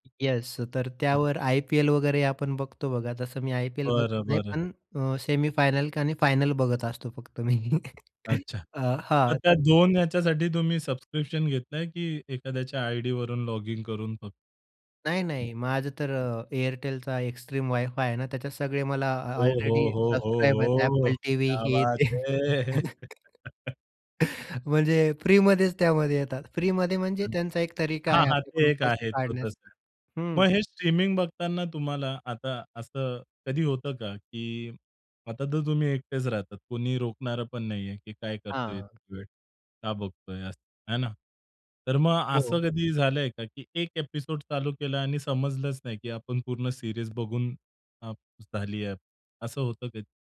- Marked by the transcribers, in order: other noise; laughing while speaking: "मी. हां, हां"; unintelligible speech; in English: "एक्स्ट्रीम"; anticipating: "क्या बात है"; in Hindi: "क्या बात है"; laughing while speaking: "ते. म्हणजे फ्रीमध्येच त्यामध्ये येतात"; chuckle; tapping; unintelligible speech; in English: "एपिसोड"; in English: "सीरीज"
- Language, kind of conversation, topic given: Marathi, podcast, स्ट्रीमिंग सेवांनी चित्रपट पाहण्याचा अनुभव कसा बदलला आहे, असे तुम्हाला वाटते?